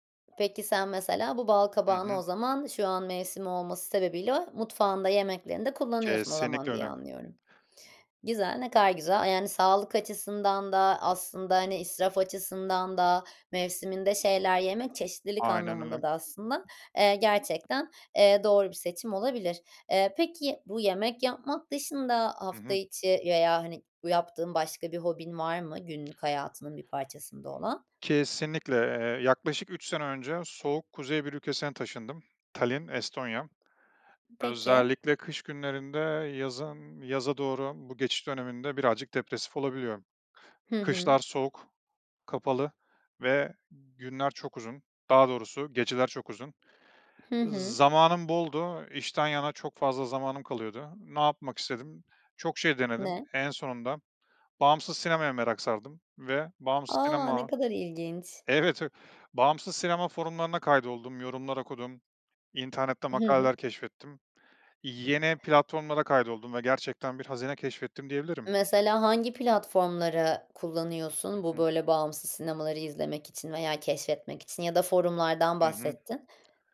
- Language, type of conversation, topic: Turkish, podcast, Hobini günlük rutinine nasıl sığdırıyorsun?
- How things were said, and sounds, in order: other background noise; tapping